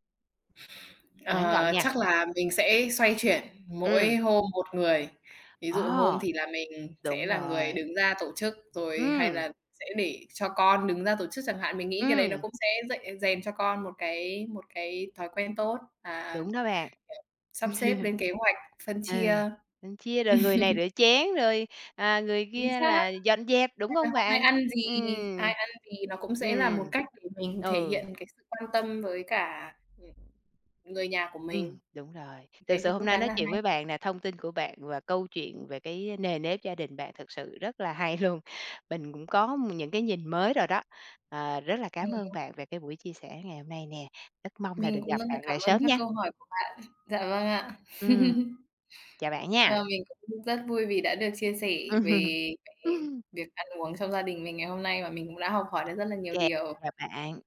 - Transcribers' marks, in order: tapping; chuckle; "Ừ, mình" said as "ừn"; other background noise; chuckle; laughing while speaking: "luôn"; chuckle; laughing while speaking: "Ừm"
- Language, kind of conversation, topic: Vietnamese, podcast, Thói quen ăn uống của gia đình bạn nói lên điều gì?